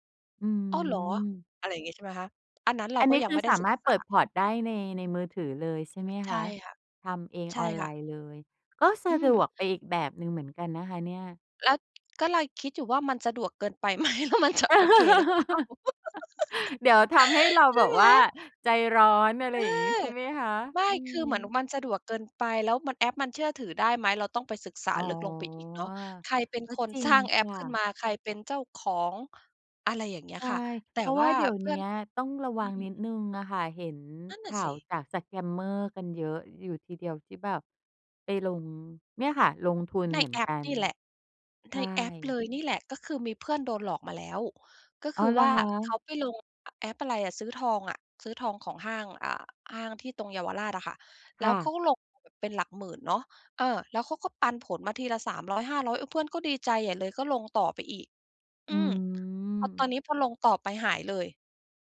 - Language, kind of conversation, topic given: Thai, podcast, ถ้าคุณเริ่มเล่นหรือสร้างอะไรใหม่ๆ ได้ตั้งแต่วันนี้ คุณจะเลือกทำอะไร?
- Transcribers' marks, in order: other noise; tapping; laugh; laughing while speaking: "ไหม แล้วมันจะโอเคหรือเปล่า ?"; giggle; laughing while speaking: "สร้าง"; in English: "สแกมเมอร์"